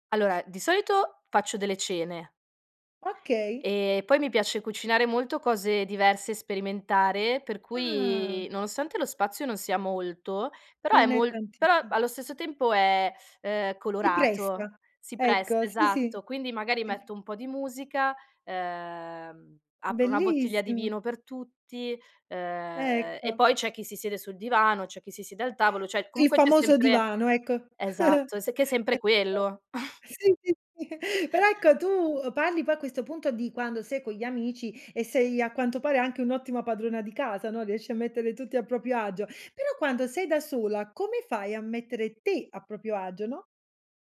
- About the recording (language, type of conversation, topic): Italian, podcast, Che cosa rende davvero una casa accogliente per te?
- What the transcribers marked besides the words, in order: drawn out: "e"; drawn out: "Ah!"; drawn out: "cui"; unintelligible speech; drawn out: "ehm"; joyful: "Bellissimo"; drawn out: "ehm"; chuckle; unintelligible speech; chuckle; stressed: "te"